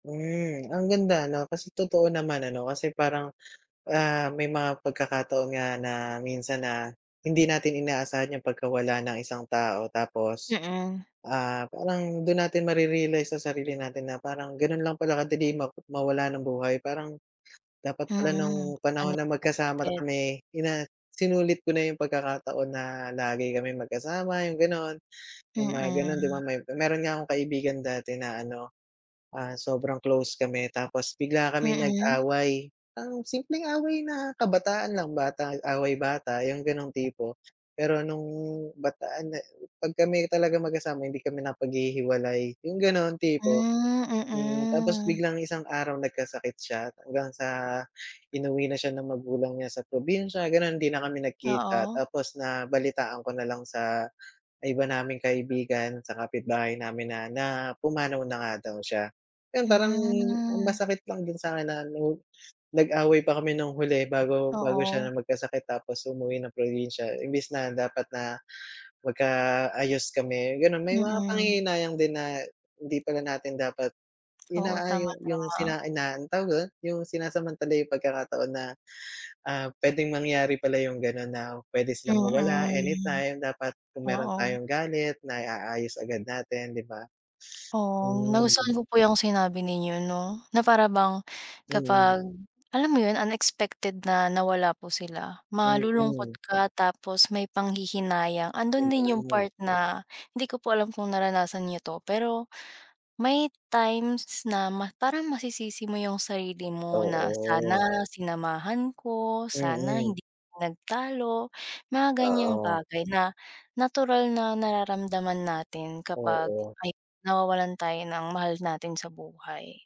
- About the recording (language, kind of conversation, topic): Filipino, unstructured, Ano ang mga aral na natutunan mo mula sa pagkawala ng isang mahal sa buhay?
- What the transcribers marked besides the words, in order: tapping; other background noise; alarm